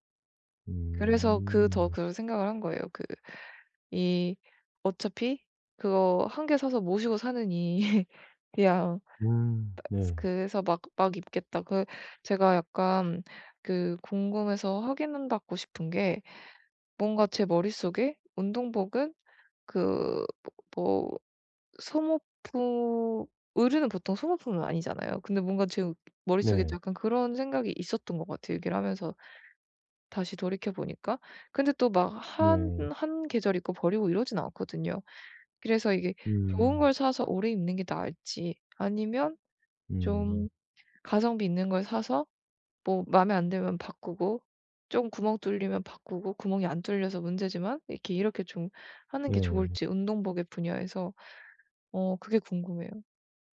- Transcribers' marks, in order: laugh; other background noise; tapping
- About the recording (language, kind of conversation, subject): Korean, advice, 예산이 한정된 상황에서 어떻게 하면 좋은 선택을 할 수 있을까요?